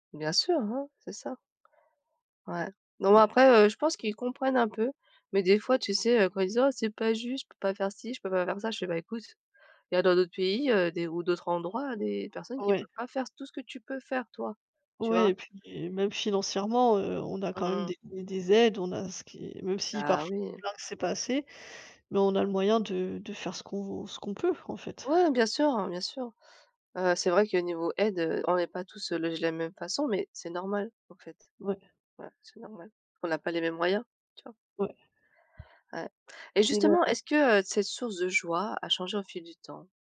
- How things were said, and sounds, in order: unintelligible speech; tapping
- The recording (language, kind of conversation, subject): French, unstructured, Quelle est ta plus grande source de joie ?